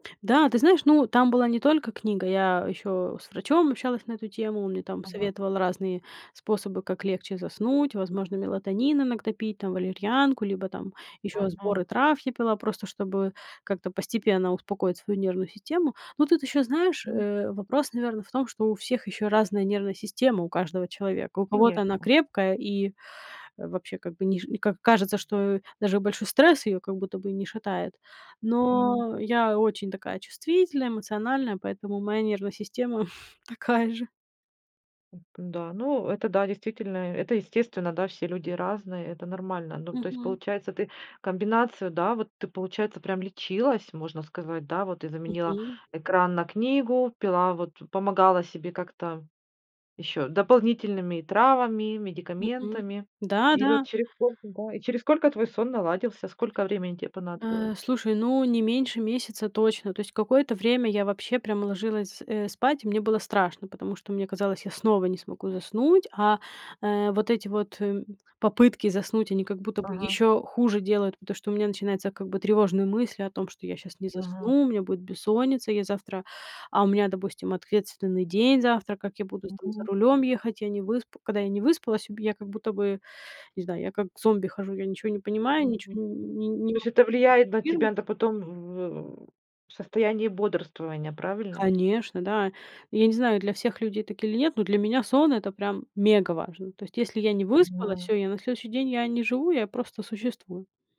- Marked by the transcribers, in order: other background noise; chuckle; tapping
- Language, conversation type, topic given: Russian, podcast, Что вы думаете о влиянии экранов на сон?